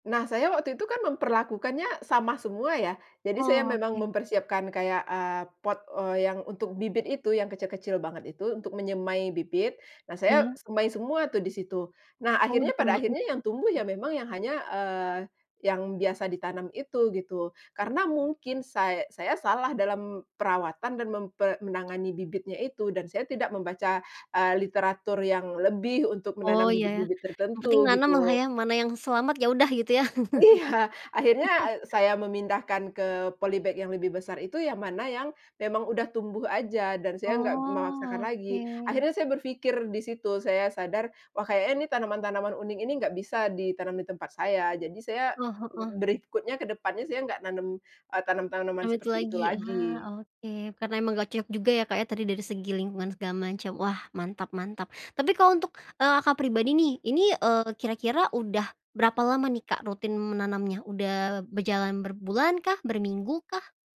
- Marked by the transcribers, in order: other background noise; laugh; in English: "polybag"
- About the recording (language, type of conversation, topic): Indonesian, podcast, Apa tips penting untuk mulai berkebun di rumah?